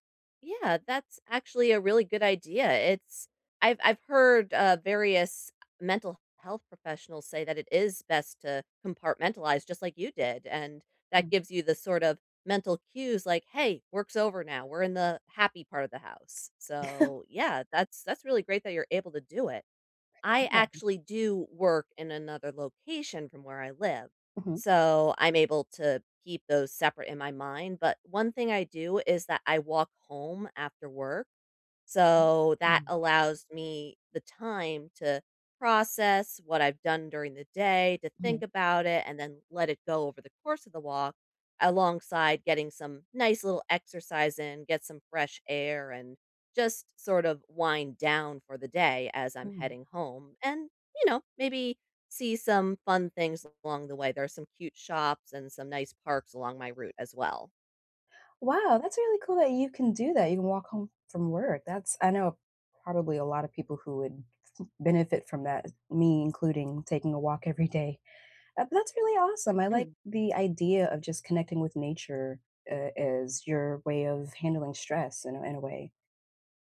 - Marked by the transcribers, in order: chuckle; other background noise; laughing while speaking: "every day"; tapping
- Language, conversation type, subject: English, unstructured, What’s the best way to handle stress after work?